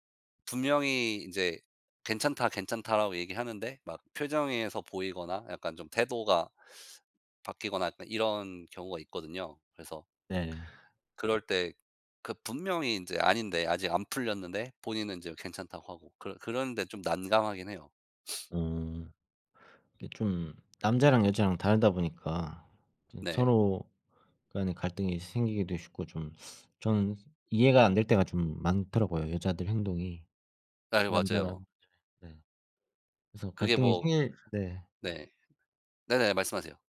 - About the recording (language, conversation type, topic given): Korean, unstructured, 친구와 갈등이 생겼을 때 어떻게 해결하나요?
- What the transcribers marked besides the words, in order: sniff